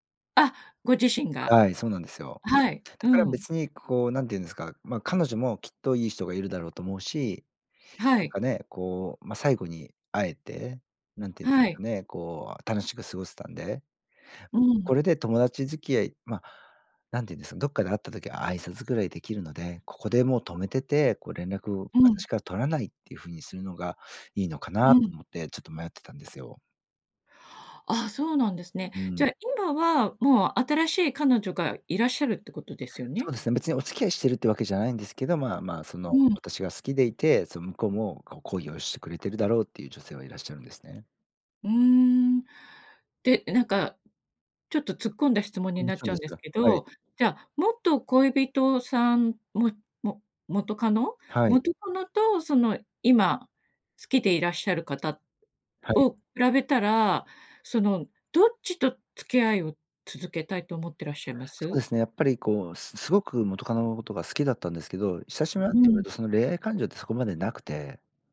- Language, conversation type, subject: Japanese, advice, 元恋人との関係を続けるべきか、終わらせるべきか迷ったときはどうすればいいですか？
- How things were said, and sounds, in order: other noise